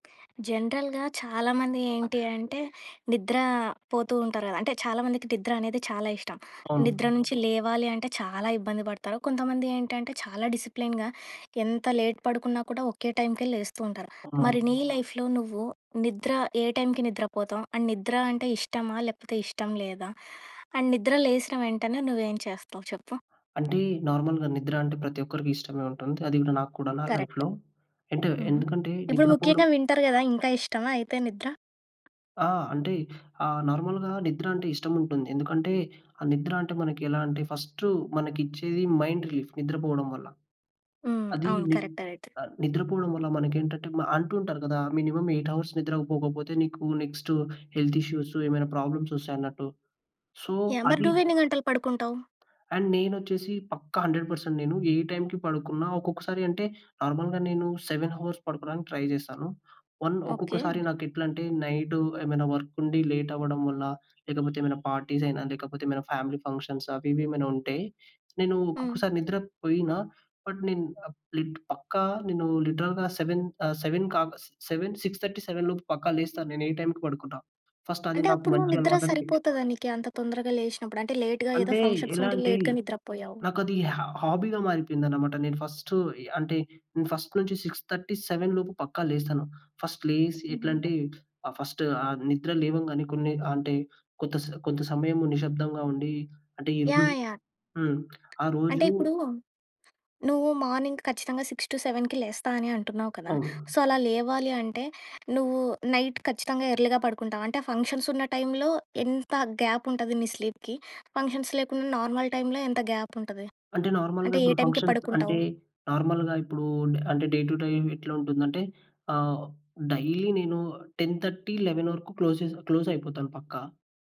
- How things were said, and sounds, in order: in English: "జనరల్‌గా"; in English: "డిసిప్లిన్‌గా"; in English: "లేట్"; in English: "లైఫ్‌లో"; in English: "అండ్"; in English: "అండ్"; in English: "నార్మల్‌గా"; other background noise; in English: "కరక్ట్"; in English: "లైఫ్‌లో"; in English: "వింటర్"; in English: "నార్మల్‌గా"; in English: "ఫస్ట్"; in English: "మైండ్ రిలీఫ్"; in English: "మినిమమ్ ఎయిట్ అవర్స్"; in English: "నెక్స్ట్ హెల్త్ ఇష్యూస్"; in English: "ప్రాబ్లమ్స్"; in English: "సో"; in English: "అండ్"; in English: "హండ్రెడ్ పర్సెంట్"; in English: "నార్మల్‌గా"; in English: "సెవెన్ హవర్స్"; in English: "ట్రై"; in English: "నైట్"; in English: "వర్క్"; in English: "లేట్"; horn; in English: "పార్టీస్"; in English: "ఫ్యామిలీ ఫంక్షన్స్"; in English: "బట్"; in English: "లిటరల్‌గా సెవెన్"; in English: "సెవెన్ సిక్స్ థర్టీ సెవెన్"; in English: "ఫస్ట్"; in English: "లేట్‌గా"; in English: "ఫంక్షన్స్"; in English: "లేట్‌గా"; in English: "హా హాబీగా"; in English: "ఫస్ట్"; in English: "ఫస్ట్"; in English: "సిక్స్ థర్టీ సెవెన్"; in English: "ఫస్ట్"; in English: "ఫస్ట్"; tapping; in English: "మార్నింగ్"; in English: "సిక్స్ టు సెవెన్‌కి"; in English: "సో"; in English: "నైట్"; in English: "ఎర్లీగా"; in English: "ఫంక్షన్స్"; in English: "గ్యాప్"; in English: "స్లీప్‌కి? ఫంక్షన్స్"; in English: "నార్మల్"; in English: "గ్యాప్"; in English: "నార్మల్‌గా"; in English: "ఫంక్షన్స్"; in English: "నార్మల్‌గా"; in English: "డే టు"; in English: "డైలీ"; in English: "టెన్ థర్టీ, లెవెన్"; in English: "క్లోజ్"; in English: "క్లోజ్"
- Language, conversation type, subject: Telugu, podcast, నిద్రలేచిన వెంటనే మీరు ఏమి చేస్తారు?